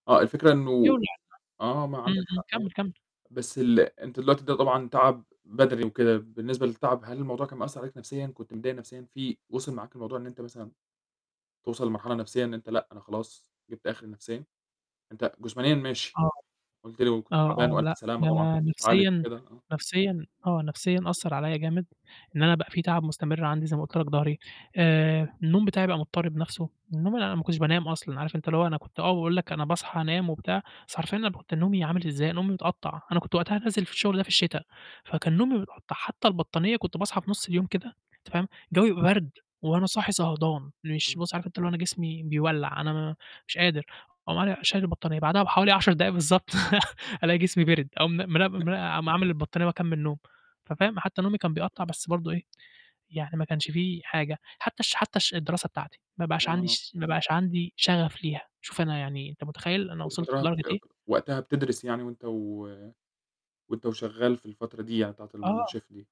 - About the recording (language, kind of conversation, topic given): Arabic, podcast, هل حسّيت قبل كده باحتراق مهني؟ عملت إيه؟
- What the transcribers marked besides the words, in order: static; unintelligible speech; tapping; other noise; other background noise; chuckle; unintelligible speech; "فترتها" said as "فترها"; in English: "الChef"